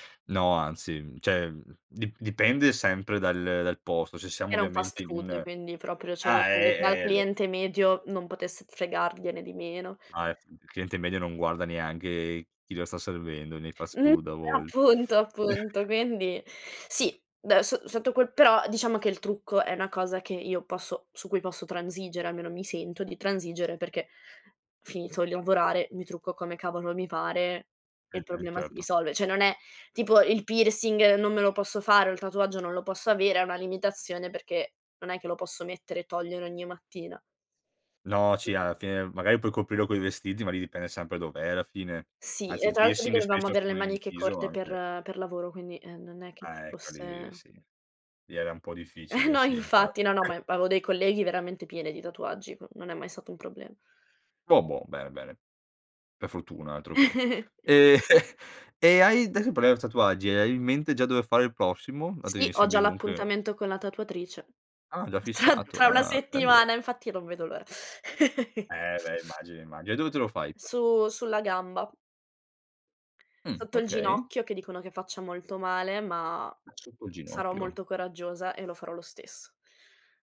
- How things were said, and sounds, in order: "cioè" said as "ceh"; other background noise; tapping; "cioè" said as "ceh"; chuckle; "Cioè" said as "ceh"; chuckle; "avevo" said as "aveo"; cough; chuckle; "parliamo" said as "prlem"; laughing while speaking: "tra tra una settimana"; chuckle
- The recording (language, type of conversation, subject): Italian, podcast, Che cosa ti fa sentire più te stesso quando ti vesti?
- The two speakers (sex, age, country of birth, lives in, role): female, 25-29, Italy, Italy, guest; male, 30-34, Italy, Italy, host